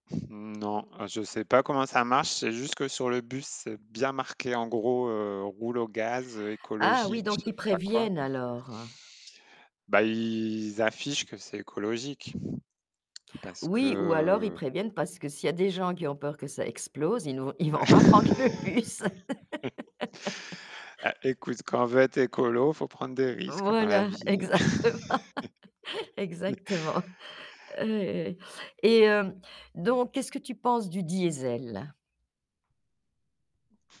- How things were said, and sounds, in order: stressed: "bien"; distorted speech; drawn out: "ils"; laugh; laughing while speaking: "ils vont pas prendre le bus"; laugh; laughing while speaking: "exactement"; laugh; other background noise
- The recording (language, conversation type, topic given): French, podcast, Comment expliquer simplement le changement climatique ?